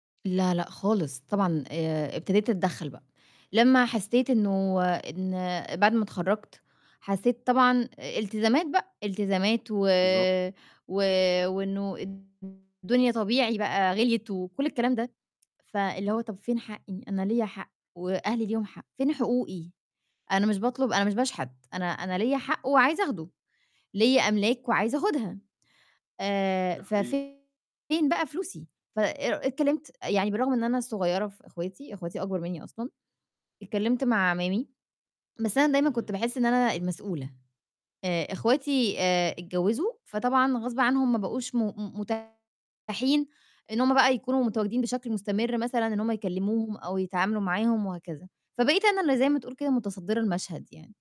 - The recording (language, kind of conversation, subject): Arabic, advice, إزاي أتعامل مع الخلاف بيني وبين إخواتي على تقسيم الميراث أو أملاك العيلة؟
- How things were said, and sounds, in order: distorted speech; tsk